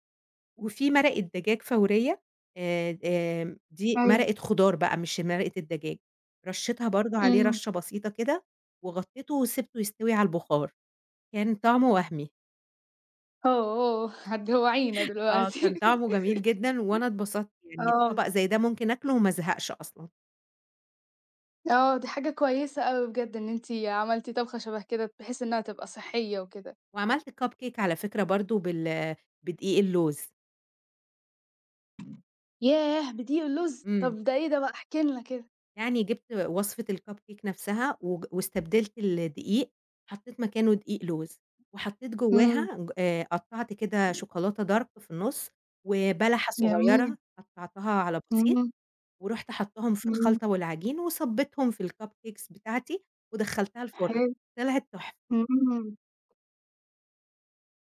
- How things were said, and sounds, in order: tapping; laugh; unintelligible speech; in English: "Dark"; in English: "الCupcakes"
- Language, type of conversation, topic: Arabic, podcast, إزاي بتختار أكل صحي؟